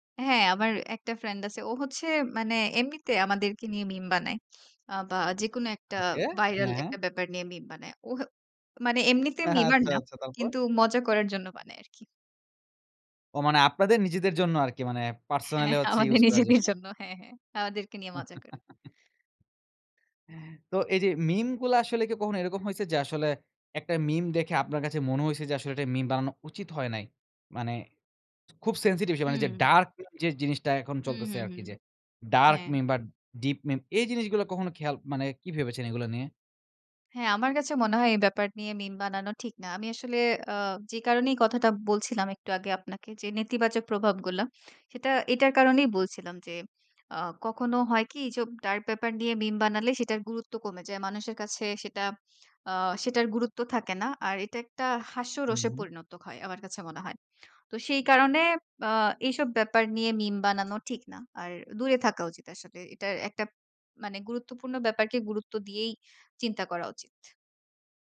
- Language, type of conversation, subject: Bengali, podcast, মিমগুলো কীভাবে রাজনীতি ও মানুষের মানসিকতা বদলে দেয় বলে তুমি মনে করো?
- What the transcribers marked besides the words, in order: in English: "মিমার"; laughing while speaking: "আচ্ছা, আচ্ছা। তারপর?"; laughing while speaking: "হ্যাঁ, আমাদের নিজেদের জন্য। হ্যাঁ, হ্যাঁ। আমাদেরকে নিয়ে মজা করে"; laugh; in English: "সেনসিটিভ"; unintelligible speech; in English: "ডার্ক মিম"; in English: "ডিপ মিম"; "এইসব" said as "ইজব"; "ব্যাপার" said as "ডার"